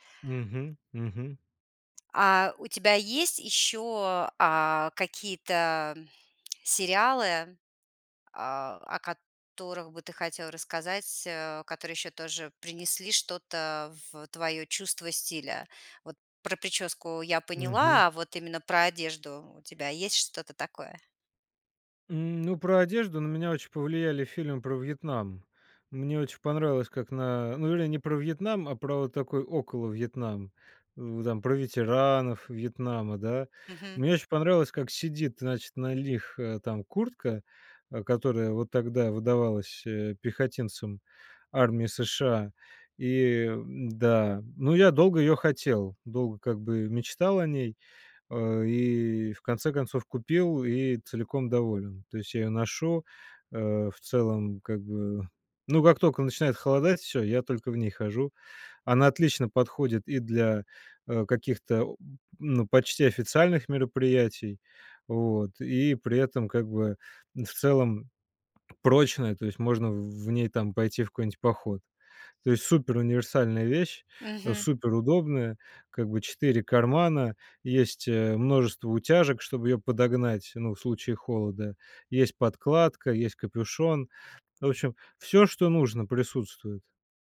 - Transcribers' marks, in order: tapping
- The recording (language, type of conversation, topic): Russian, podcast, Какой фильм или сериал изменил твоё чувство стиля?